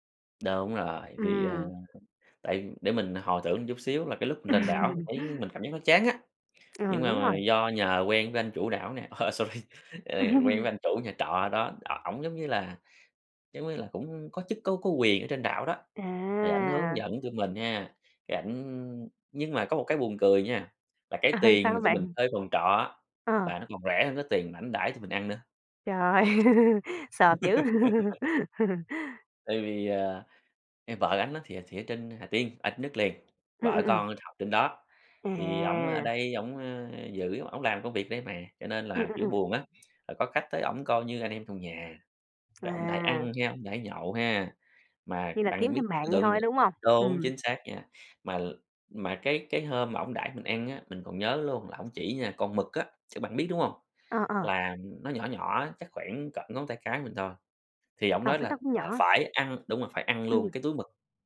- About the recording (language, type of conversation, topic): Vietnamese, podcast, Chuyến du lịch nào khiến bạn nhớ mãi không quên?
- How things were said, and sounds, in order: tapping; chuckle; laughing while speaking: "ờ, sorry"; chuckle; drawn out: "À"; chuckle; laughing while speaking: "ơi!"; laugh; tsk